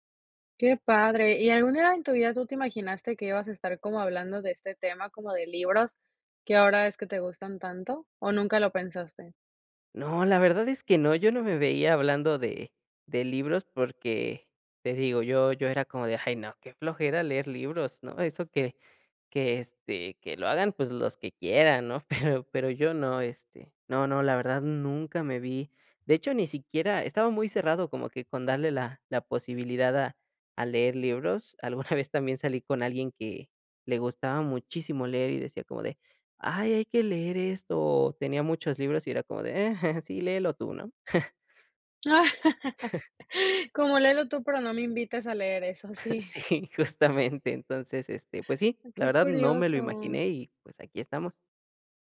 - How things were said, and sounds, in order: tapping; laughing while speaking: "Pero"; laughing while speaking: "Eh"; laugh; laughing while speaking: "Sí, justamente"
- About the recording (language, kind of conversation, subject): Spanish, podcast, ¿Por qué te gustan tanto los libros?